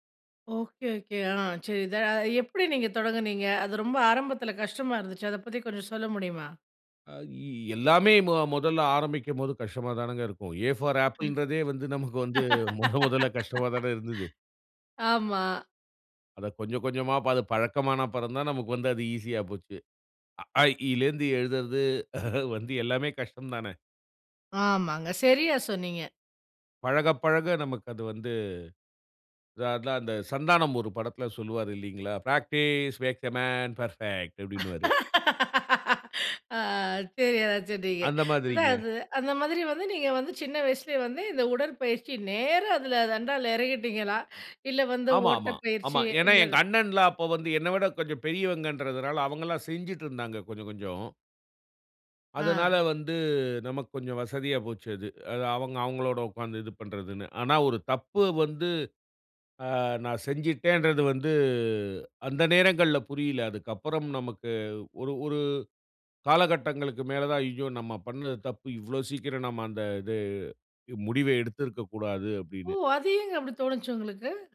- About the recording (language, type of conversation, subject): Tamil, podcast, உங்கள் உடற்பயிற்சி பழக்கத்தை எப்படி உருவாக்கினீர்கள்?
- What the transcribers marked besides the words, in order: in English: "ஏ ஃபார் ஆப்பிள்ன்றதே"; laugh; laughing while speaking: "மொத மொதல்ல கஷ்டமா தானே இருந்தது"; chuckle; in English: "ப்ராக்டீஸ் மேக் எ மேன் பெர்ஃபெக்ட்"; laugh; laughing while speaking: "சரியா தான் சொன்னீங்க"; inhale; drawn out: "வந்து"; anticipating: "ஓ! அது ஏங்க அப்பிடி தோணுச்சு உங்களுக்கு?"